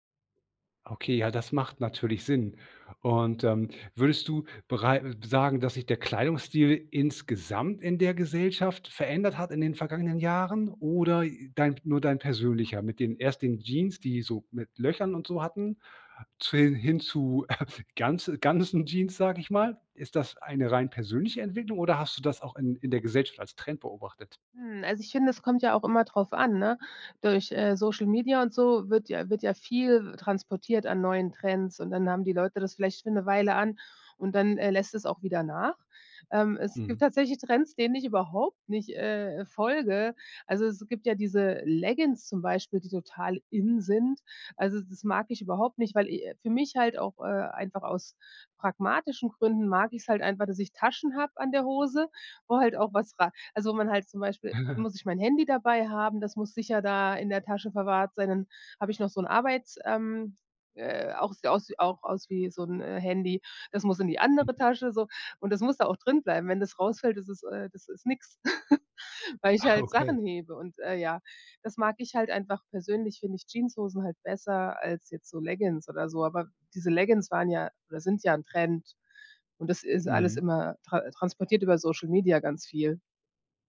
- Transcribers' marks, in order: giggle; giggle; giggle; laughing while speaking: "Ach"
- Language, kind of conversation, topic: German, podcast, Wie hat sich dein Kleidungsstil über die Jahre verändert?